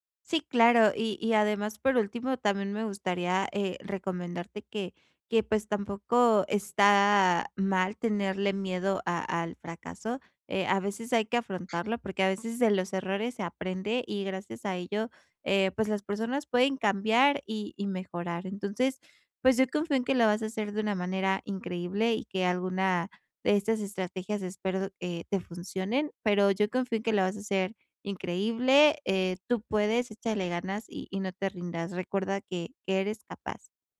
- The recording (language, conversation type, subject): Spanish, advice, ¿Cómo puedo manejar la presión de tener que ser perfecto todo el tiempo?
- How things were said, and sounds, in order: none